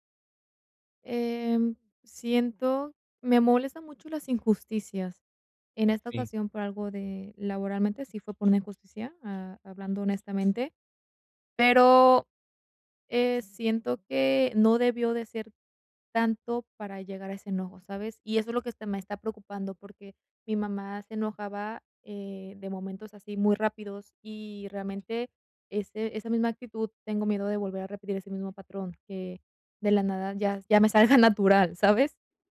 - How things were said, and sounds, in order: other background noise; laughing while speaking: "salga"
- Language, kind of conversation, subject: Spanish, advice, ¿Cómo puedo dejar de repetir patrones de comportamiento dañinos en mi vida?